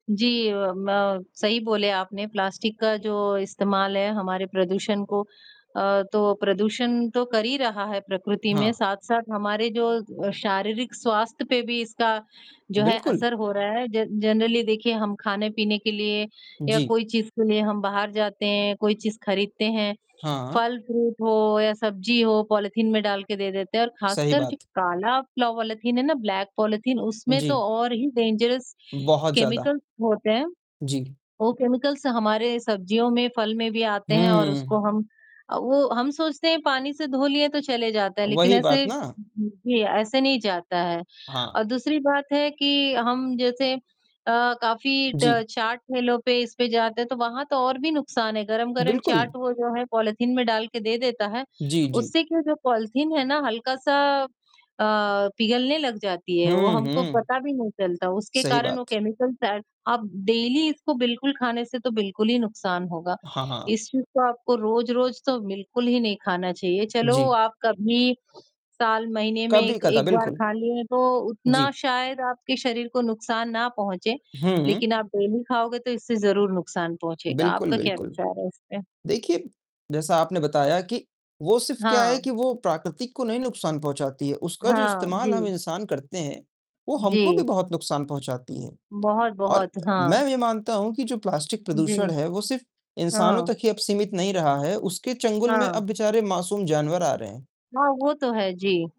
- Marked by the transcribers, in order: static; distorted speech; in English: "जन जनरली"; in English: "फ्रूट"; in English: "पॉलीथीन"; in English: "पॉलीथीन"; in English: "ब्लैक पॉलीथीन"; in English: "डेंजरस केमिकल्स"; in English: "केमिकल्स"; other noise; in English: "पॉलीथीन"; in English: "पॉलीथीन"; in English: "केमिकल"; tapping; in English: "डेली"; other background noise; in English: "डेली"
- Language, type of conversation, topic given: Hindi, unstructured, प्लास्टिक प्रदूषण से प्रकृति को कितना नुकसान होता है?